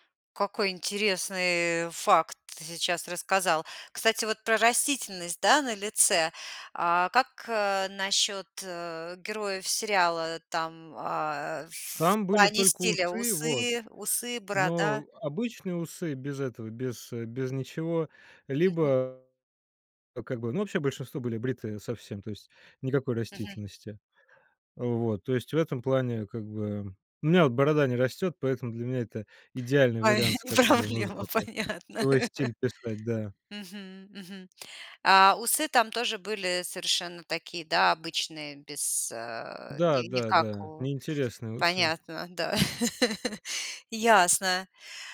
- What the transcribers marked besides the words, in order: laughing while speaking: "Ой, проблема, понятно"; unintelligible speech; laugh; laugh
- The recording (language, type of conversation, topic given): Russian, podcast, Какой фильм или сериал изменил твоё чувство стиля?